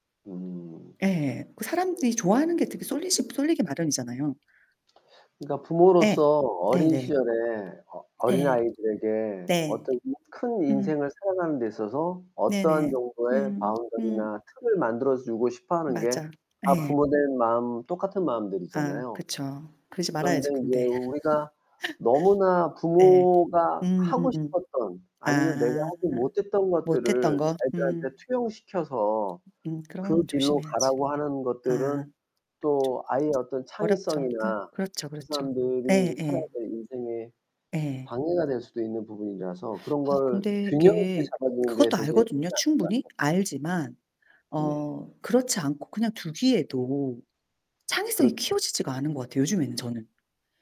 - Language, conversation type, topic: Korean, unstructured, 요즘 가장 중요하게 생각하는 일상 습관은 무엇인가요?
- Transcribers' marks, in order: tapping; laugh; unintelligible speech; other background noise; distorted speech